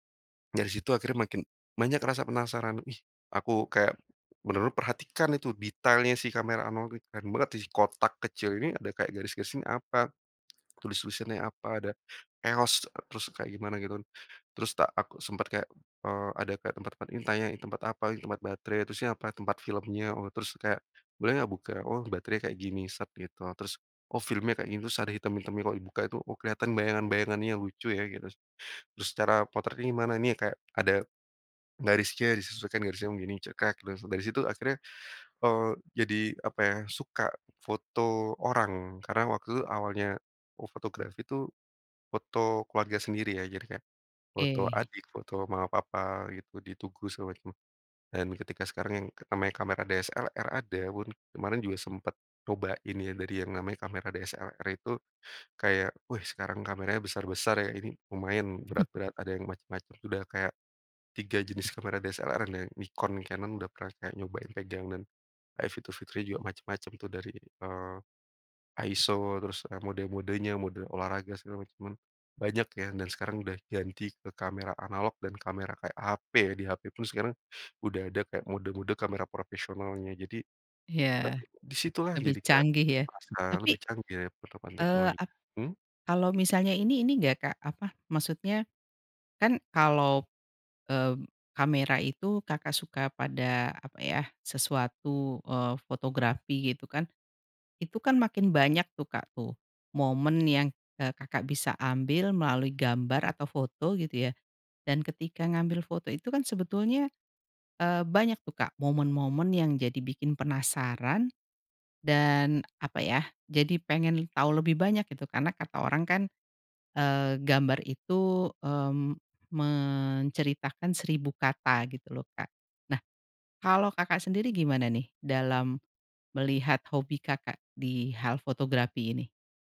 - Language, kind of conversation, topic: Indonesian, podcast, Pengalaman apa yang membuat kamu terus ingin tahu lebih banyak?
- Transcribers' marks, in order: "di" said as "dih"; "Gitu" said as "gitus"; other background noise; chuckle